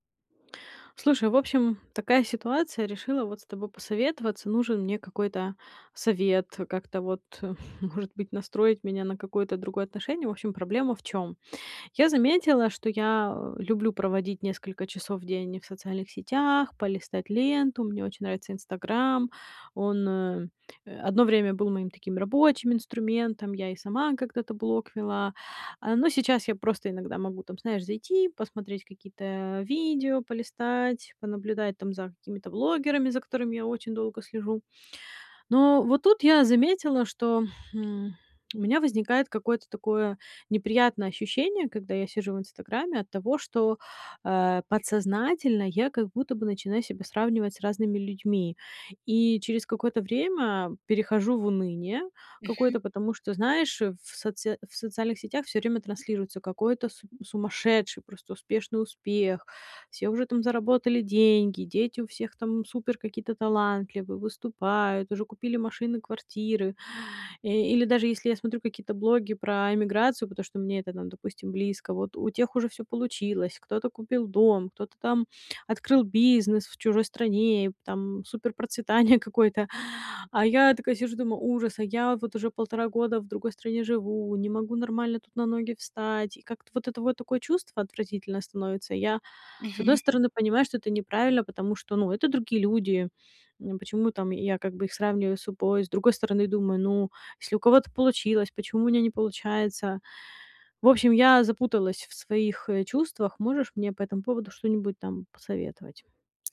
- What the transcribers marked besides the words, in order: none
- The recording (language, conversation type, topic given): Russian, advice, Как справиться с чувством фальши в соцсетях из-за постоянного сравнения с другими?